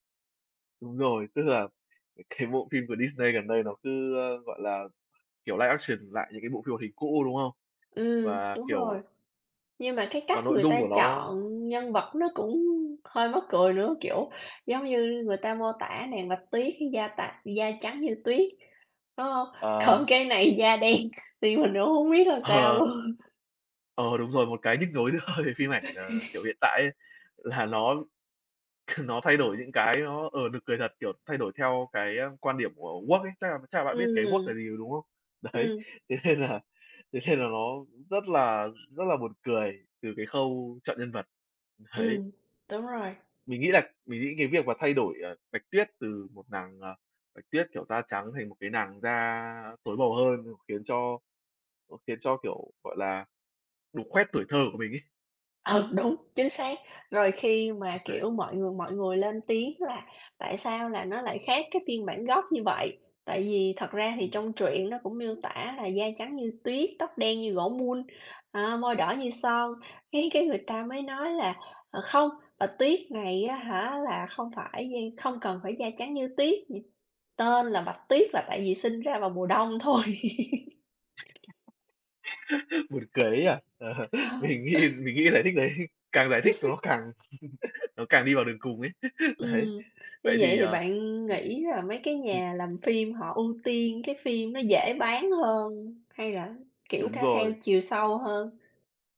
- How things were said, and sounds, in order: laughing while speaking: "cái"; in English: "live action"; laughing while speaking: "Còn"; laughing while speaking: "đen"; laughing while speaking: "À!"; laughing while speaking: "luôn?"; laugh; laughing while speaking: "nữa"; laughing while speaking: "là"; laugh; tapping; laughing while speaking: "Đấy, thế nên là thế nên"; other background noise; unintelligible speech; laughing while speaking: "thôi"; laugh; laughing while speaking: "Ờ, mình nghĩ mình nghĩ giải thích đấy"; hiccup; laugh; laugh; laughing while speaking: "Đấy"
- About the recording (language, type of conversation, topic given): Vietnamese, unstructured, Phim ảnh ngày nay có phải đang quá tập trung vào yếu tố thương mại hơn là giá trị nghệ thuật không?